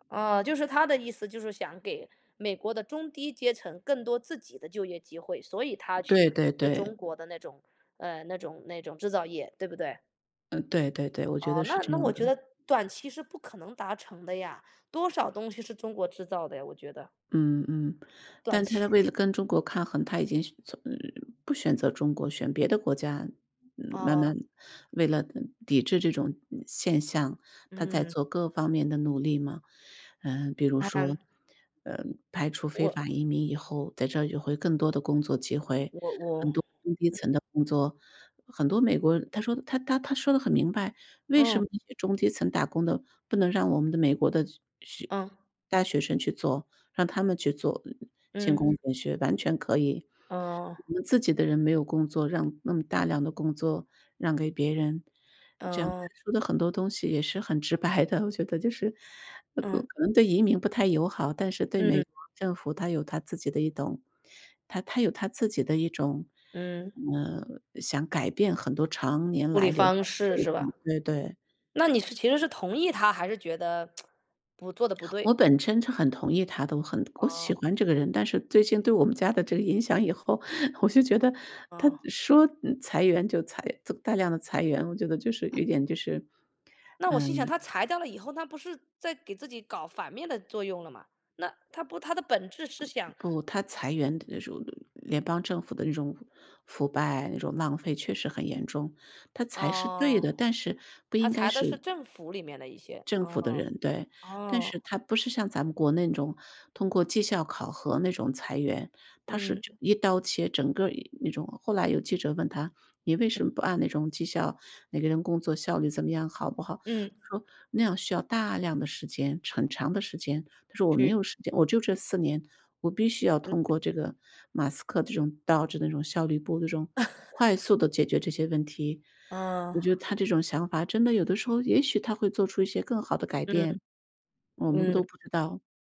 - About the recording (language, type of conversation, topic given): Chinese, unstructured, 最近的经济变化对普通人的生活有哪些影响？
- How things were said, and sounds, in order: other background noise; tsk; "本身" said as "本琛"; tapping; laugh